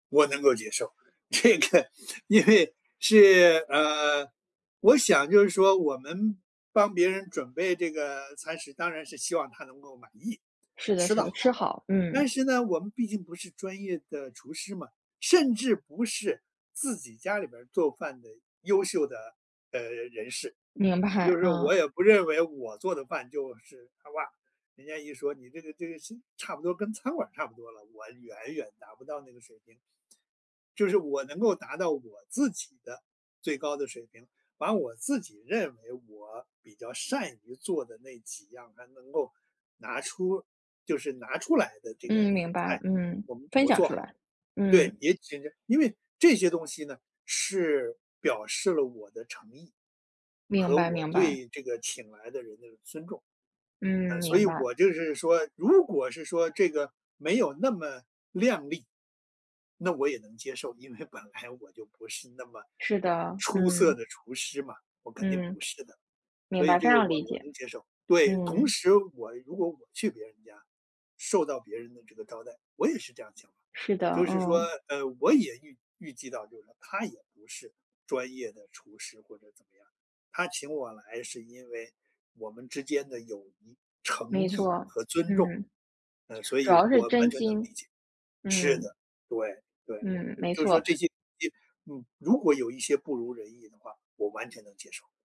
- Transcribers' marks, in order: laughing while speaking: "这个"; laughing while speaking: "白"
- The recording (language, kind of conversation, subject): Chinese, podcast, 做饭招待客人时，你最在意什么？